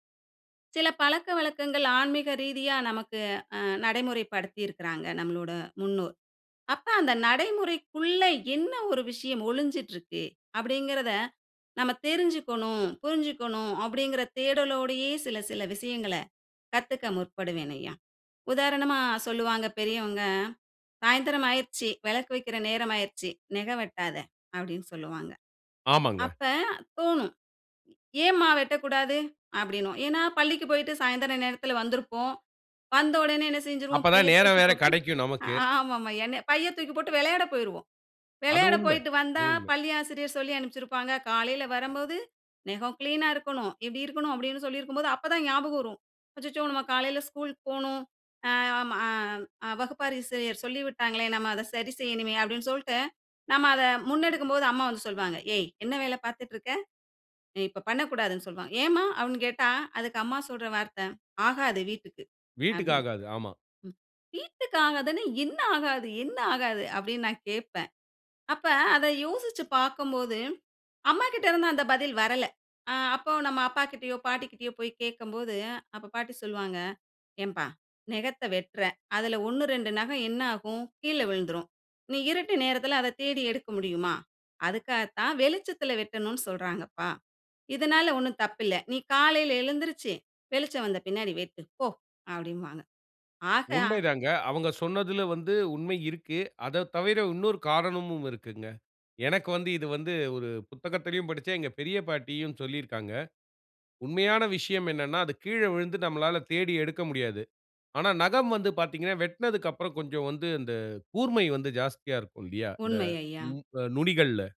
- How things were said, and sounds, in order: chuckle; in English: "கிளீன்னா"; "வகுப்பாசிரியர்" said as "வகுப்பாரிசிரியர்"
- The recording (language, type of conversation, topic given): Tamil, podcast, ஒரு சாதாரண நாளில் நீங்கள் சிறிய கற்றல் பழக்கத்தை எப்படித் தொடர்கிறீர்கள்?